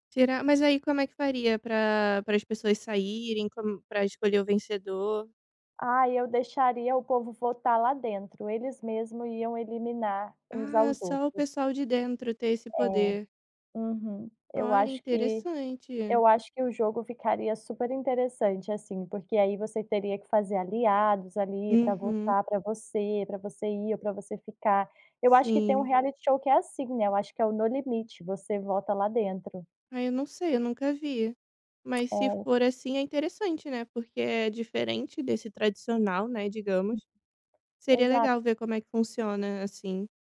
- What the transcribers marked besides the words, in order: in English: "reality show"; tongue click; tapping
- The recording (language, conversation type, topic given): Portuguese, podcast, Por que os programas de reality show prendem tanta gente?
- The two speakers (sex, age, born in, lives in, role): female, 25-29, Brazil, Italy, host; female, 30-34, Brazil, Cyprus, guest